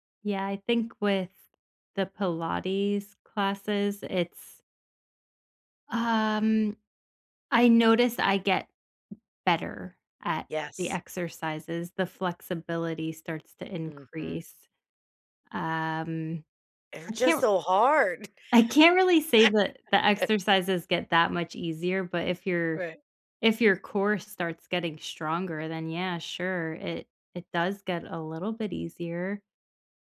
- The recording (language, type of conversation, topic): English, unstructured, How do you measure progress in hobbies that don't have obvious milestones?
- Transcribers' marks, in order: laughing while speaking: "hard"; laugh; other background noise